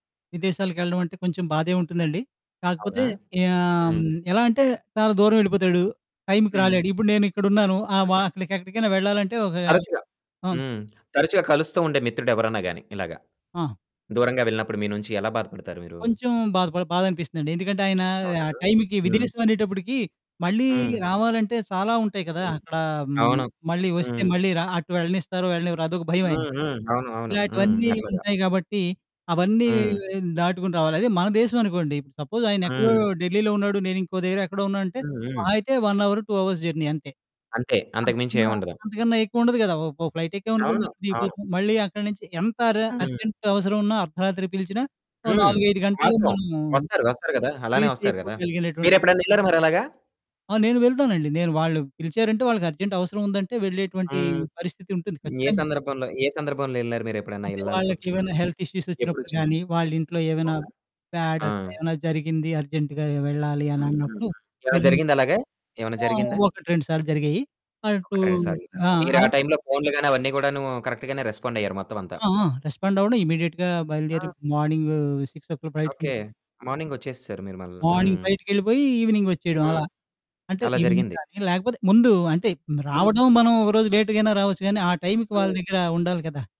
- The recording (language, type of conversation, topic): Telugu, podcast, నిజమైన స్నేహం అంటే మీకు ఏమనిపిస్తుంది?
- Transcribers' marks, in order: other background noise; in English: "సపోజ్"; in English: "వన్ అవర్ టూ అవర్స్ జర్నీ"; in English: "అర్జెంట్"; in English: "అర్జెంట్"; in English: "హెల్త్ ఇష్యూస్"; in English: "బ్యాడ్"; in English: "అర్జెంట్‌గా"; in English: "కరెక్ట్‌గానే రెస్పాండ్"; in English: "రెస్పాండ్"; in English: "ఇమ్మీడియేట్‌గా"; in English: "మార్నింగ్ సిక్స్ ఓ క్లాక్ ఫ్లైయిట్‌కెళ్ళిపోయి"; in English: "మార్నింగ్"; in English: "మార్నింగ్ ఫ్లైట్‌కేళ్ళిపోయి ఈవెనింగ్"; in English: "ఈవెనింగ్"; in English: "లేట్‌గా"